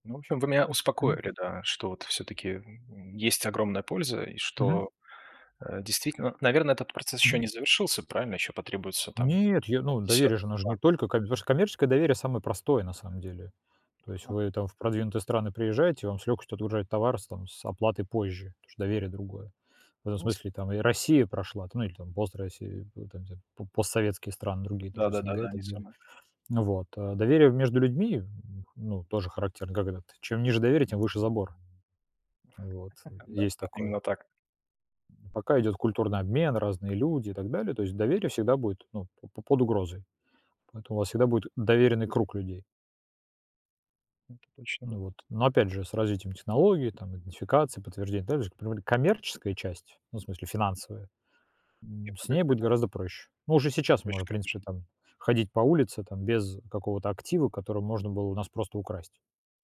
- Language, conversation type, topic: Russian, unstructured, Что может произойти, если мы перестанем доверять друг другу?
- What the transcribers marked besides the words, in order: unintelligible speech; chuckle; other noise; unintelligible speech; unintelligible speech